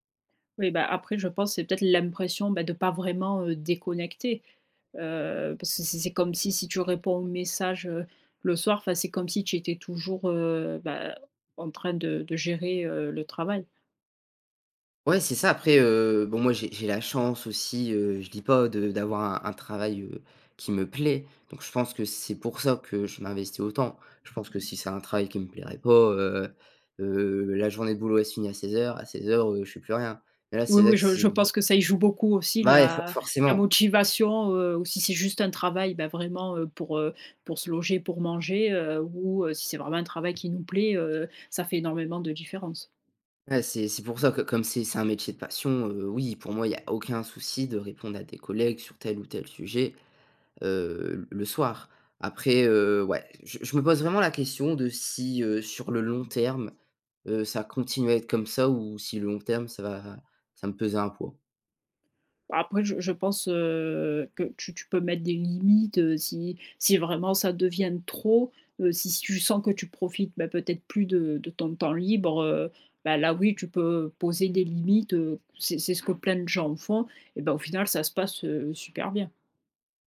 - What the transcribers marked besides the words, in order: none
- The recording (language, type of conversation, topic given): French, podcast, Comment gères-tu ton équilibre entre vie professionnelle et vie personnelle au quotidien ?